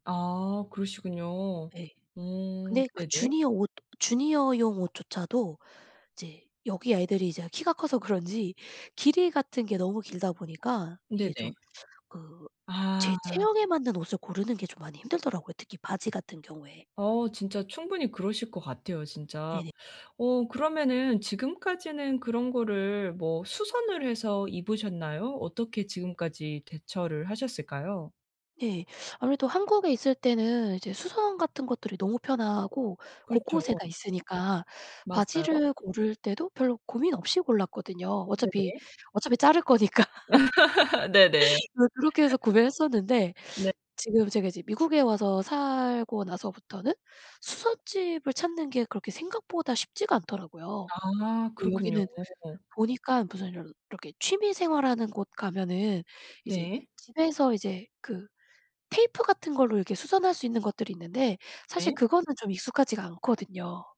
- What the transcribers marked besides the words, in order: tapping; other background noise; laugh; laughing while speaking: "거니까"; laugh
- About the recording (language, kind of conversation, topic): Korean, advice, 어떤 옷을 골라야 자신감이 생길까요?